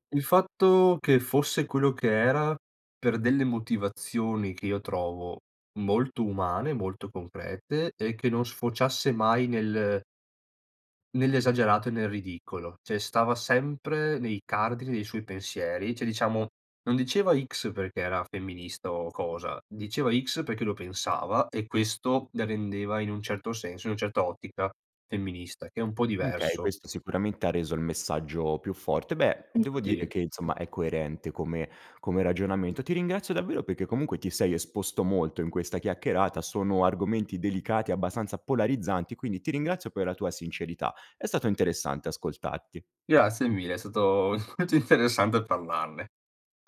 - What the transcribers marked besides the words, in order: "Cioè" said as "ceh"; "cioè" said as "ceh"; other background noise; "perché" said as "pechè"; chuckle
- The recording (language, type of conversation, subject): Italian, podcast, Qual è, secondo te, l’importanza della diversità nelle storie?